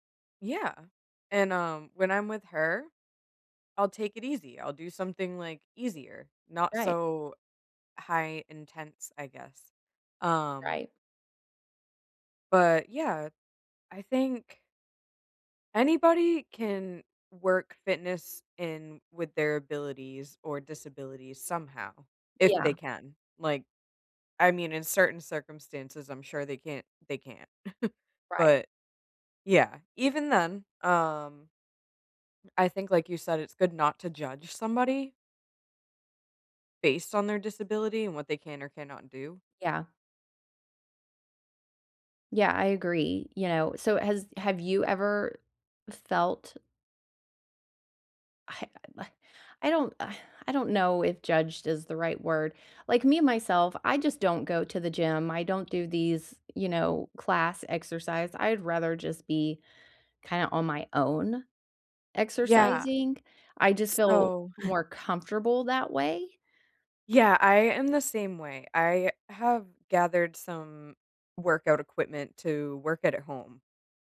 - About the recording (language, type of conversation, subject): English, unstructured, How can I make my gym welcoming to people with different abilities?
- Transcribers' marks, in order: other background noise; chuckle; unintelligible speech; exhale; chuckle